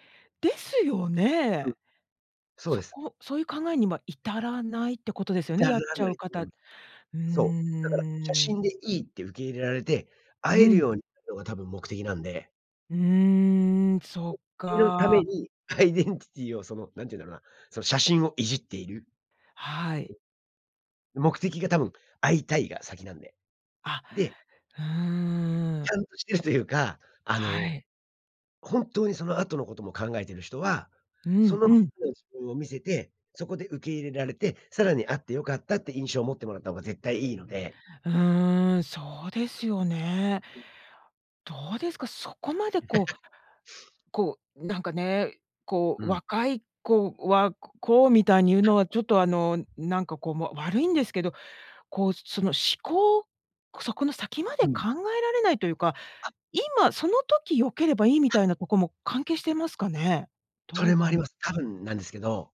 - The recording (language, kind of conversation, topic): Japanese, podcast, 写真加工やフィルターは私たちのアイデンティティにどのような影響を与えるのでしょうか？
- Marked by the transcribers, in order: unintelligible speech; drawn out: "うーん"; laughing while speaking: "アイデンティティ を"; in English: "アイデンティティ"; other noise; other background noise; laughing while speaking: "ちゃんとしてるというか"; tapping; giggle